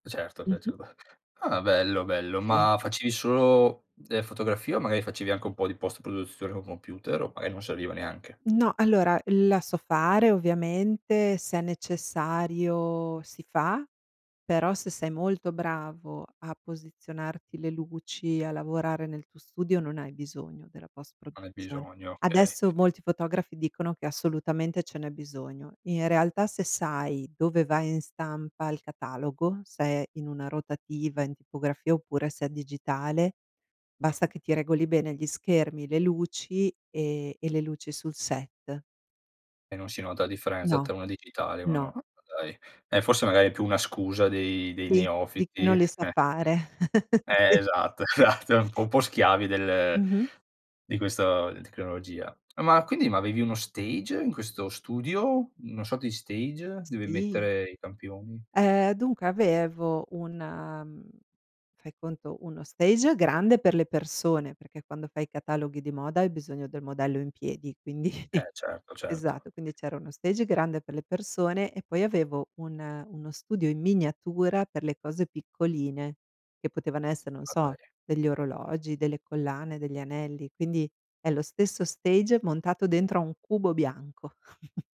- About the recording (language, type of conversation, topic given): Italian, podcast, Come descriveresti la tua identità professionale, cioè chi sei sul lavoro?
- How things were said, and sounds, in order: unintelligible speech; other background noise; giggle; chuckle; laughing while speaking: "sì, sì"; laughing while speaking: "esatto, esatto"; laughing while speaking: "quindi"; chuckle